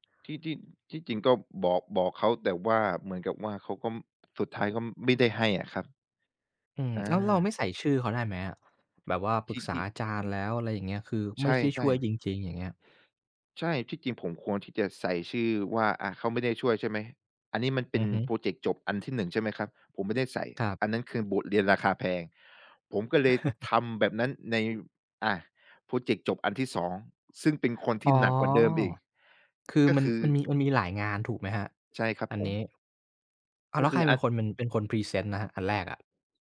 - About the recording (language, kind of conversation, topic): Thai, podcast, คุณมีวิธีไหนที่ช่วยให้ลุกขึ้นได้อีกครั้งหลังจากล้มบ้าง?
- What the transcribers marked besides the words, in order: tapping; chuckle